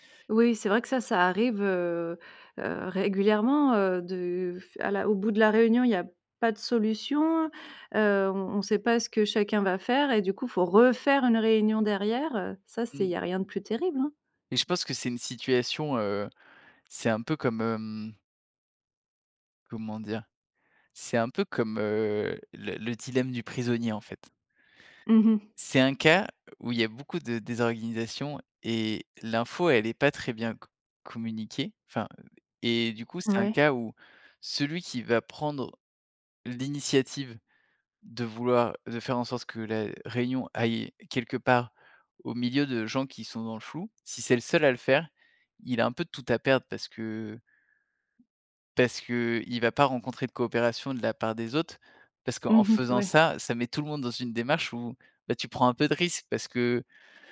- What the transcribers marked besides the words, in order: stressed: "refaire"
- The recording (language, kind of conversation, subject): French, podcast, Quelle est, selon toi, la clé d’une réunion productive ?